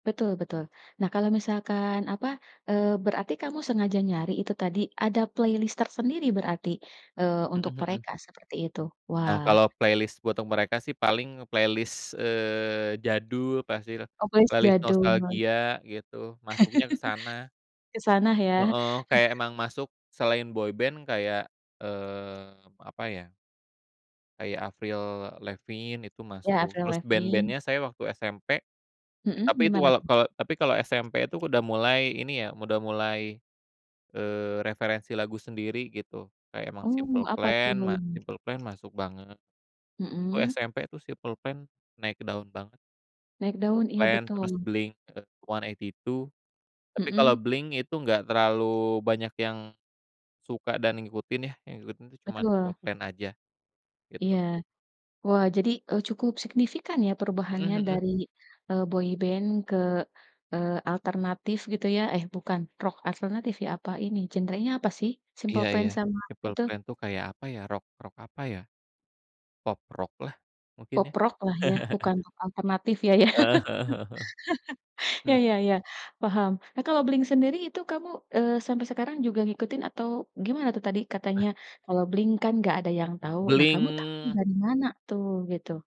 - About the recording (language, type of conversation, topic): Indonesian, podcast, Musik apa yang sering diputar di rumah saat kamu kecil, dan kenapa musik itu berkesan bagi kamu?
- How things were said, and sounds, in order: in English: "playlist"; in English: "playlist"; in English: "playlist"; in English: "pleis"; "playlist" said as "pleis"; in English: "playlist"; chuckle; chuckle; in English: "boyband"; tapping; other background noise; in English: "boyband"; chuckle; laughing while speaking: "ya"; chuckle; throat clearing